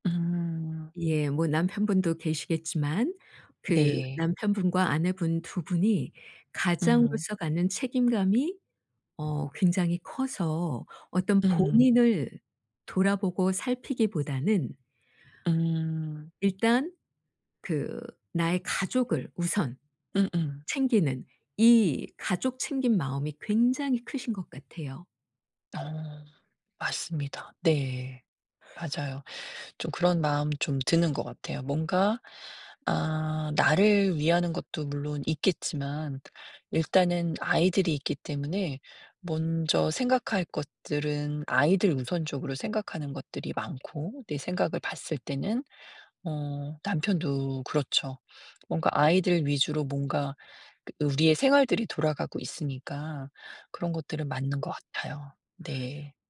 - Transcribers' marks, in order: tapping
- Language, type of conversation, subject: Korean, advice, 집에서 편하게 쉬는 게 늘 어려운 이유